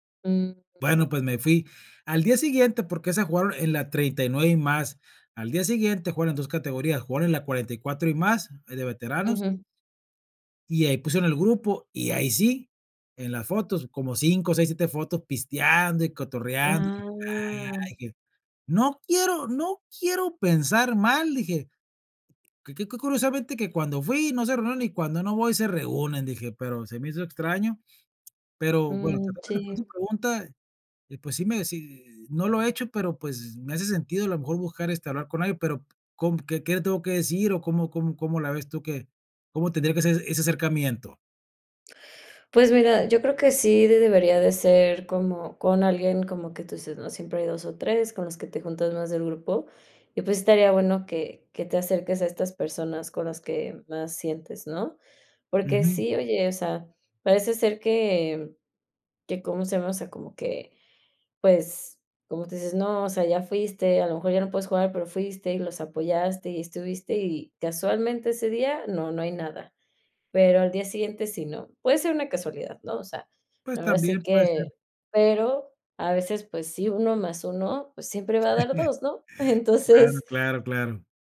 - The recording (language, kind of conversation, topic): Spanish, advice, ¿Cómo puedo describir lo que siento cuando me excluyen en reuniones con mis amigos?
- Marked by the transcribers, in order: chuckle; laughing while speaking: "Entonces"